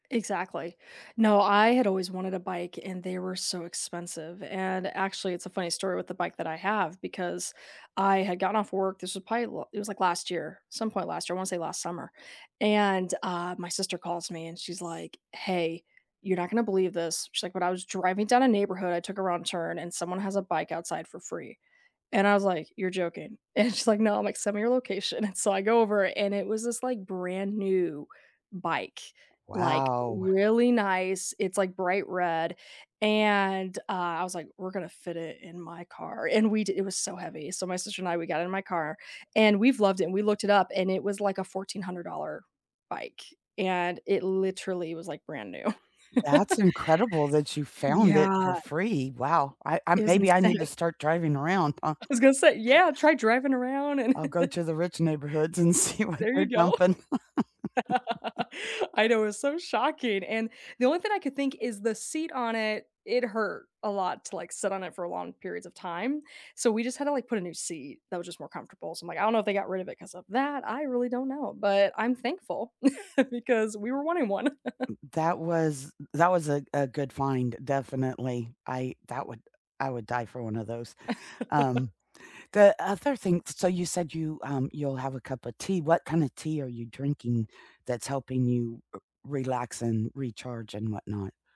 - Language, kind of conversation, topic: English, unstructured, How do you like to recharge after a typical day, and how can others support that time?
- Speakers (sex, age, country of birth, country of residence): female, 30-34, United States, United States; female, 55-59, United States, United States
- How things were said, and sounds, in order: laughing while speaking: "And she's like"; chuckle; tapping; laughing while speaking: "And"; laughing while speaking: "new"; chuckle; laughing while speaking: "insane"; laughing while speaking: "I"; laughing while speaking: "huh?"; chuckle; other background noise; chuckle; laughing while speaking: "go"; laughing while speaking: "see"; chuckle; chuckle; chuckle